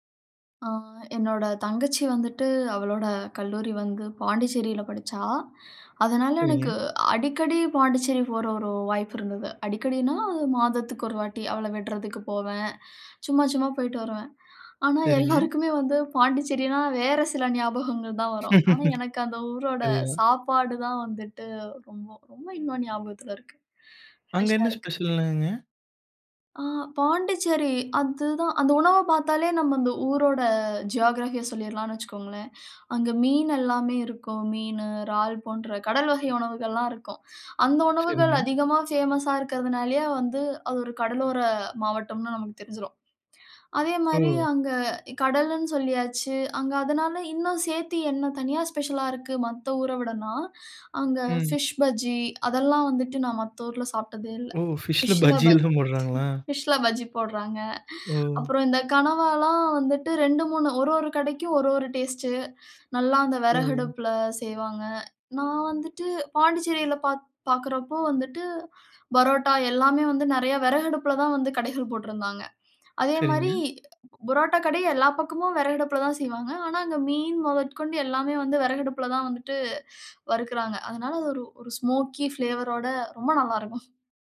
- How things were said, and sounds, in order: inhale; inhale; breath; laugh; inhale; in English: "ஜியோகிராஃபி"; inhale; inhale; in English: "ஃபேமஸ்"; inhale; inhale; laughing while speaking: "ஃபிஷ்ஷில பஜ்ஜி ஃபிஷ்ஷில பஜ்ஜி போடுறாங்க"; laugh; "போடுறாங்களா" said as "மூடுறாங்களா"; inhale; inhale; other background noise; inhale; other noise; inhale; in English: "ஸ்மோக்கி ஃப்ளேவர்"
- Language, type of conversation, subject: Tamil, podcast, ஒரு ஊரின் உணவுப் பண்பாடு பற்றி உங்கள் கருத்து என்ன?